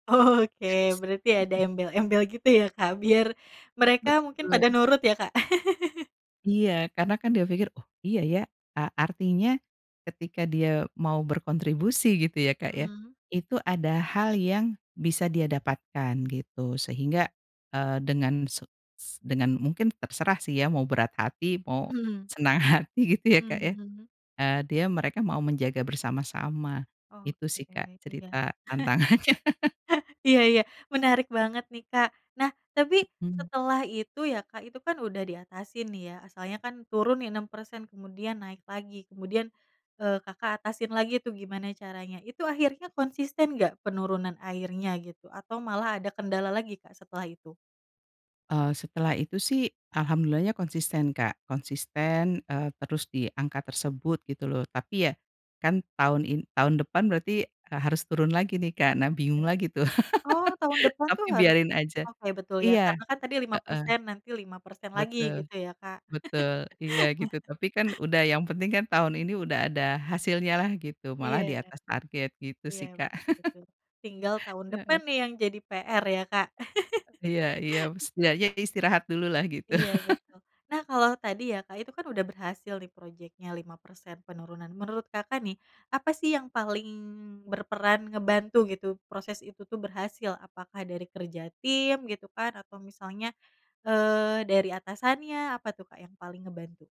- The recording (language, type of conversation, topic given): Indonesian, podcast, Bagaimana kamu membuat tujuan jangka panjang terasa nyata?
- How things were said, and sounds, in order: chuckle; laugh; laughing while speaking: "hati"; chuckle; laughing while speaking: "tantangannya"; laugh; chuckle; laugh; laugh